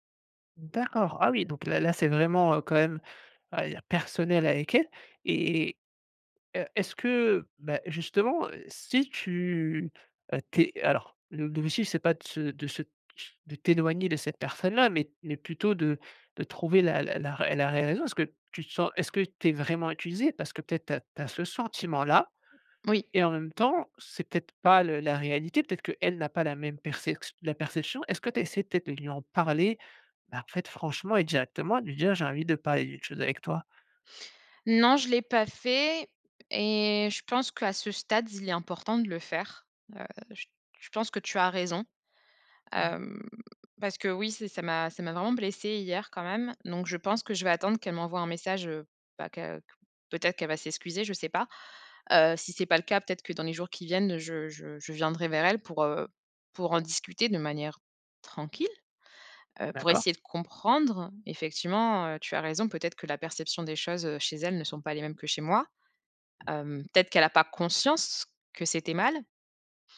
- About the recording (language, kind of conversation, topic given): French, advice, Comment te sens-tu quand un ami ne te contacte que pour en retirer des avantages ?
- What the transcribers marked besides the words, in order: other background noise; stressed: "parler"; stressed: "tranquille"; tapping